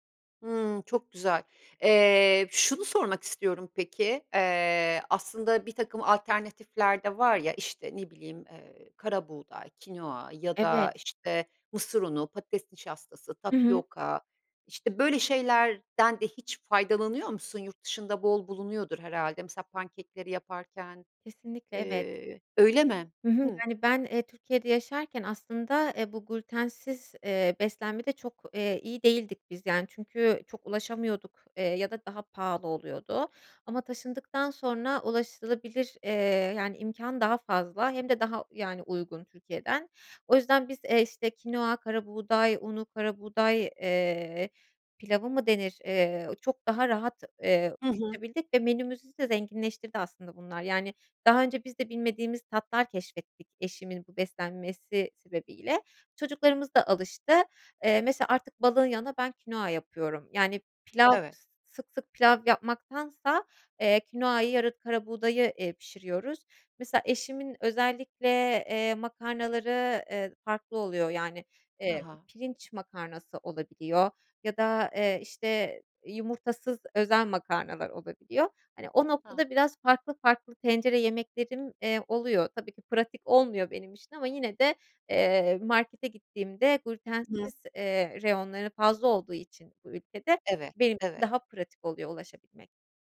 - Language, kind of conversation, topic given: Turkish, podcast, Evde pratik ve sağlıklı yemekleri nasıl hazırlayabilirsiniz?
- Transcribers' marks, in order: other background noise; unintelligible speech; unintelligible speech